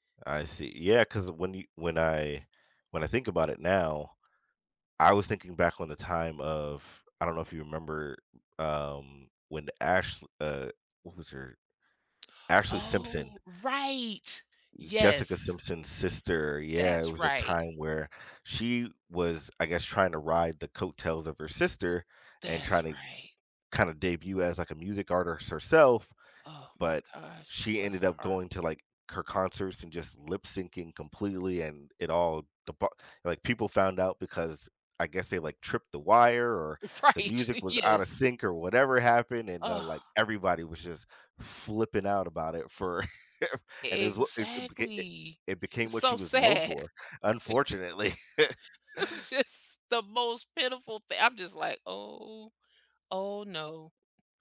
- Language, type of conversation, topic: English, unstructured, Does lip-syncing affect your enjoyment of live music performances?
- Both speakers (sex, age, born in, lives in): female, 50-54, United States, United States; male, 35-39, United States, United States
- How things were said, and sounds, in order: tapping; unintelligible speech; laughing while speaking: "Right, yes"; chuckle; unintelligible speech; laughing while speaking: "sad. It was just the most pitiful thing"; chuckle; chuckle